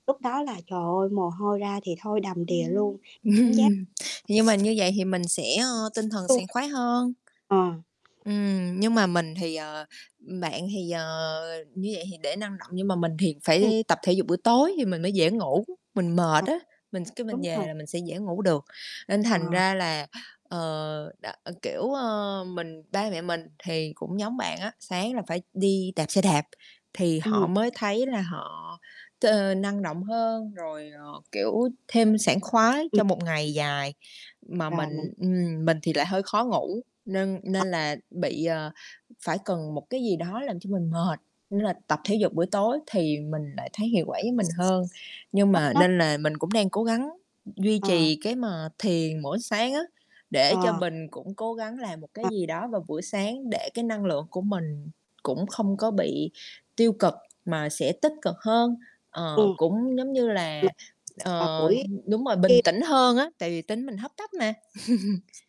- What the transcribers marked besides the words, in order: static; laughing while speaking: "Ừm"; tapping; other background noise; distorted speech; unintelligible speech; chuckle
- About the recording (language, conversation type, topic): Vietnamese, unstructured, Bạn thường làm gì để bắt đầu một ngày mới vui vẻ?